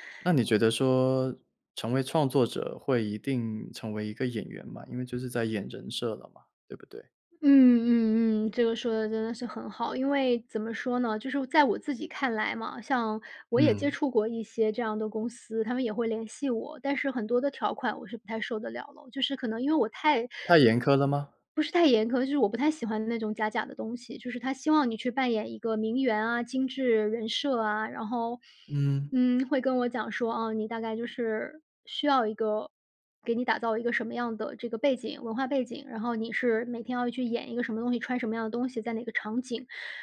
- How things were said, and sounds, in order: none
- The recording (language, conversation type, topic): Chinese, podcast, 你第一次什么时候觉得自己是创作者？